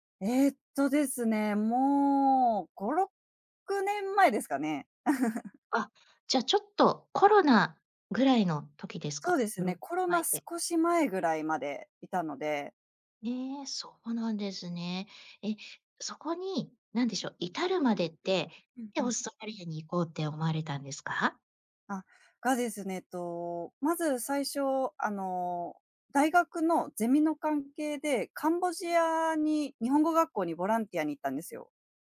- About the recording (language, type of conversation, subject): Japanese, podcast, 人生で一番の挑戦は何でしたか？
- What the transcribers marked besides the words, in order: giggle